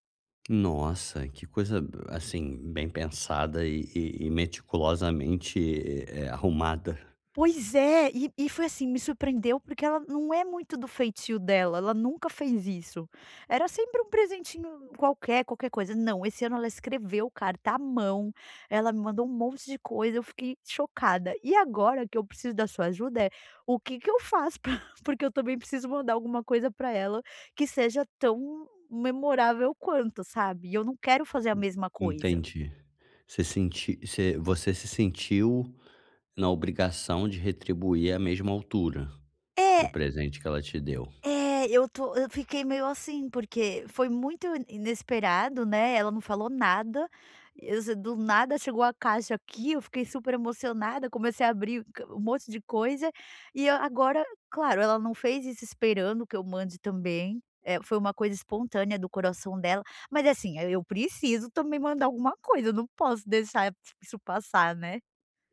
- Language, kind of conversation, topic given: Portuguese, advice, Como posso encontrar um presente que seja realmente memorável?
- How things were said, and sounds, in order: none